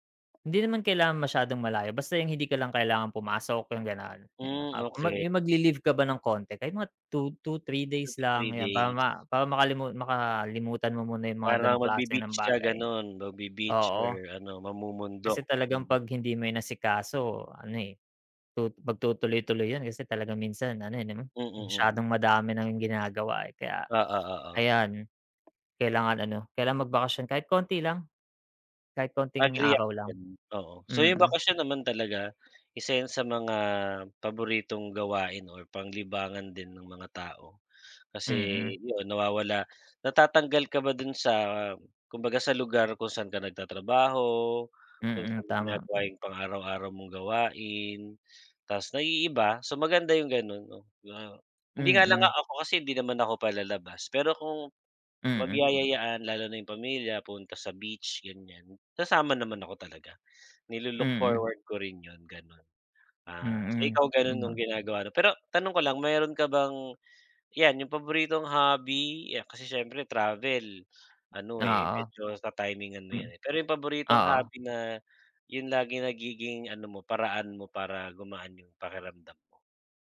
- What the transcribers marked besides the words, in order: tapping; other background noise
- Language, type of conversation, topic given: Filipino, unstructured, Ano ang ginagawa mo kapag gusto mong pasayahin ang sarili mo?